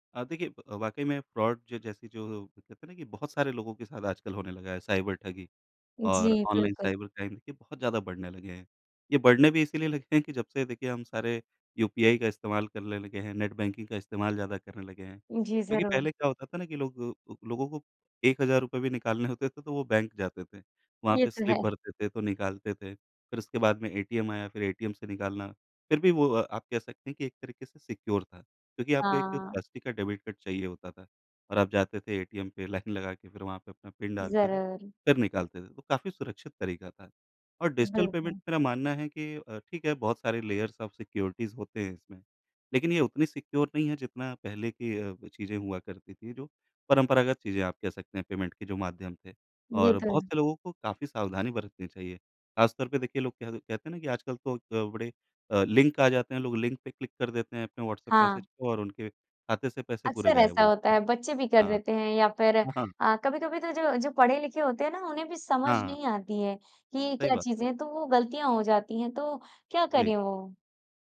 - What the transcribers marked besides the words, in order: in English: "फ्रॉड"; in English: "ऑनलाइन साइबर क्राइम"; in English: "बैंकिंग"; laughing while speaking: "होते"; in English: "स्लिप"; in English: "सिक्योर"; in English: "प्लास्टिक"; laughing while speaking: "लाइन"; in English: "डिजिटल पेमेंट"; in English: "लेयर्स ऑफ सिक्योरिटीज़"; in English: "सिक्योर"; in English: "पेमेंट"; laughing while speaking: "हाँ, हाँ"
- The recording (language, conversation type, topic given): Hindi, podcast, आप डिजिटल भुगतानों के बारे में क्या सोचते हैं?